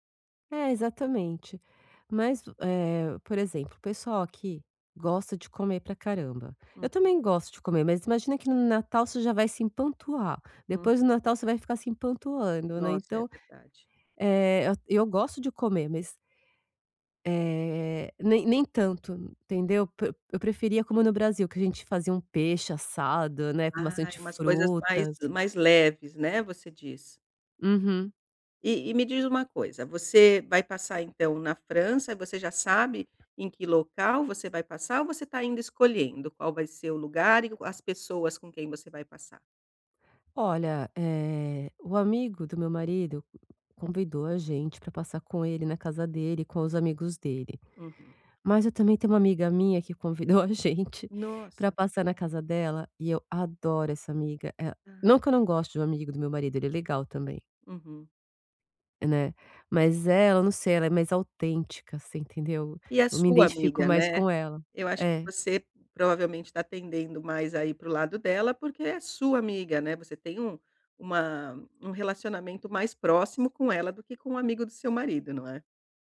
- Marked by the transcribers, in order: other background noise; laughing while speaking: "gente"; stressed: "sua"; stressed: "sua"; tapping
- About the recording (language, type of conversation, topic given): Portuguese, advice, Como conciliar planos festivos quando há expectativas diferentes?